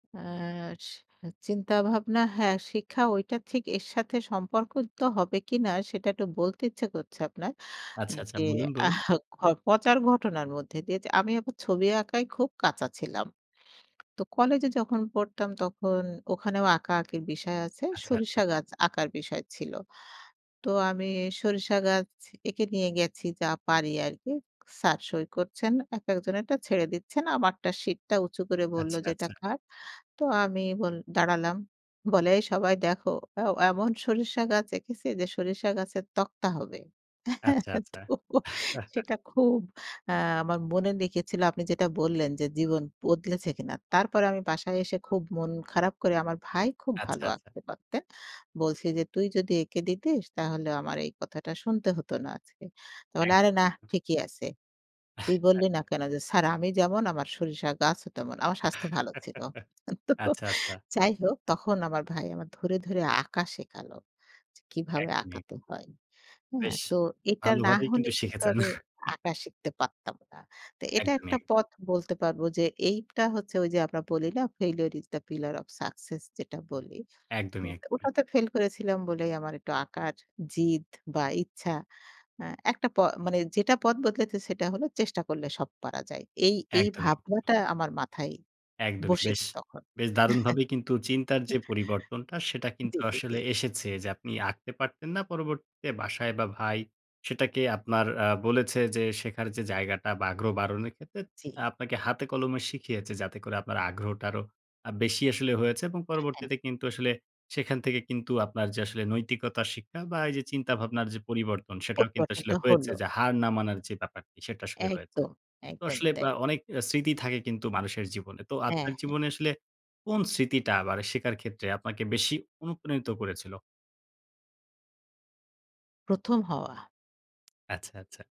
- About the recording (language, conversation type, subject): Bengali, podcast, কোন স্মৃতি তোমার শেখার আগ্রহ জাগিয়েছিল?
- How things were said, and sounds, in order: laugh; chuckle; chuckle; chuckle; chuckle; chuckle